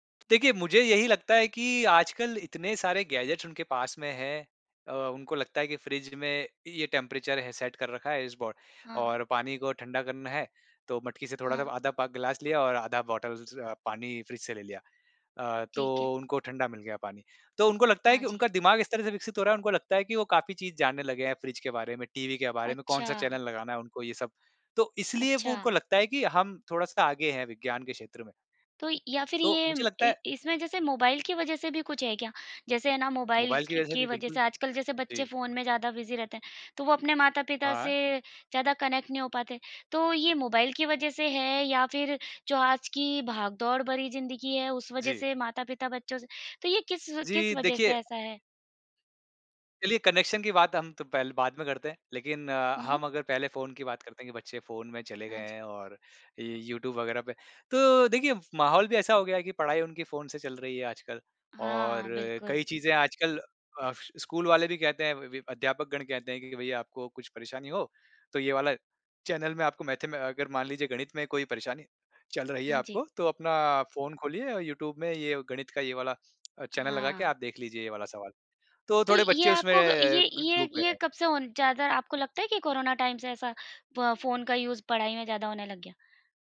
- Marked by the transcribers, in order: in English: "गैजेट्स"; in English: "टेंपरेचर"; in English: "सेट"; in English: "बॉटल"; in English: "चैनल"; in English: "बिज़ी"; in English: "कनेक्ट"; in English: "कनेक्शन"; in English: "टाइम"; in English: "यूज़"
- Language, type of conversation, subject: Hindi, podcast, माता-पिता और बच्चों के बीच भरोसा कैसे बनता है?